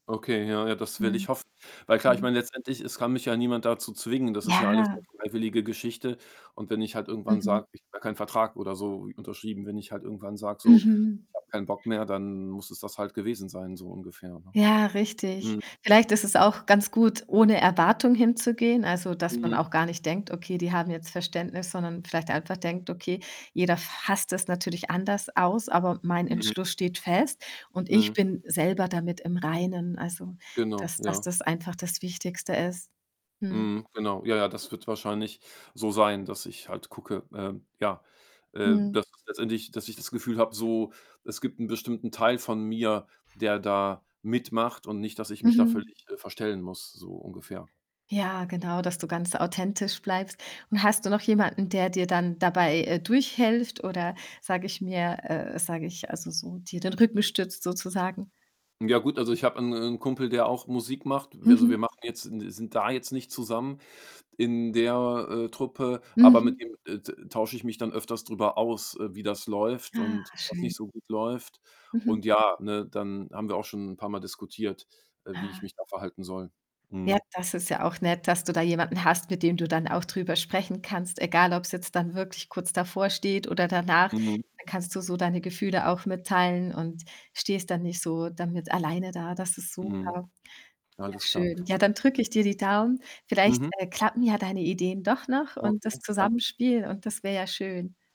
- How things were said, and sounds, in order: other background noise; distorted speech; static; "bevorsteht" said as "davorsteht"; unintelligible speech
- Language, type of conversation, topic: German, advice, Wie kann ich eine schwierige Nachricht persönlich überbringen, zum Beispiel eine Kündigung oder eine Trennung?